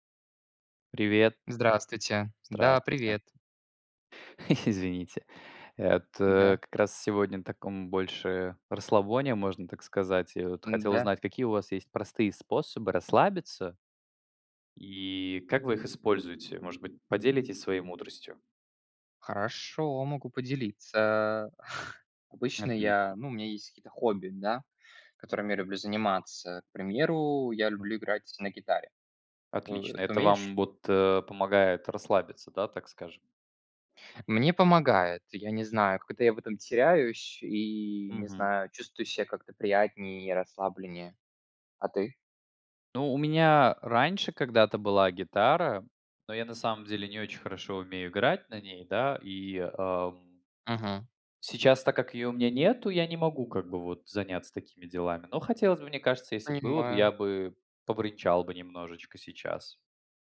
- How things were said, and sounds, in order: chuckle; chuckle
- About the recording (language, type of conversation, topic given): Russian, unstructured, Какие простые способы расслабиться вы знаете и используете?